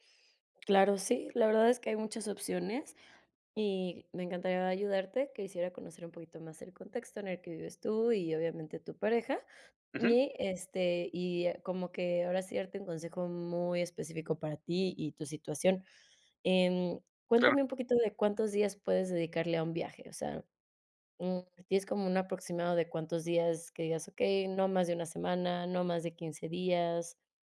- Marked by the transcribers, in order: none
- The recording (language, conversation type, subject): Spanish, advice, ¿Cómo puedo viajar más con poco dinero y poco tiempo?
- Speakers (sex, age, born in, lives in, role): female, 30-34, United States, United States, advisor; male, 30-34, Mexico, Mexico, user